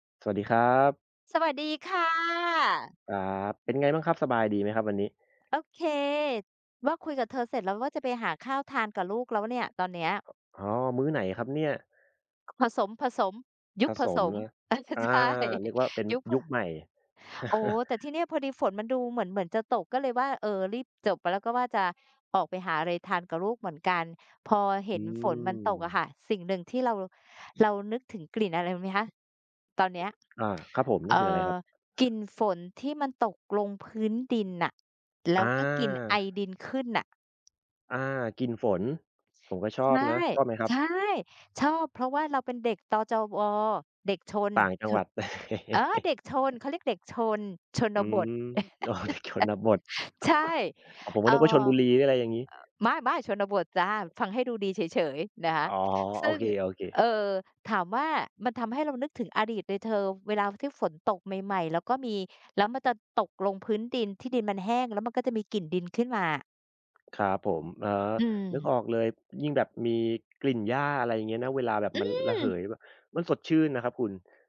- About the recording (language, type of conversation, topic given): Thai, unstructured, มีกลิ่นหรือเสียงอะไรที่ทำให้คุณนึกถึงอดีตบ้าง?
- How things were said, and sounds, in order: joyful: "สวัสดีค่ะ"; laughing while speaking: "ใช่"; chuckle; chuckle; other background noise; giggle; chuckle; laughing while speaking: "อ๋อ เด็ก"; chuckle; snort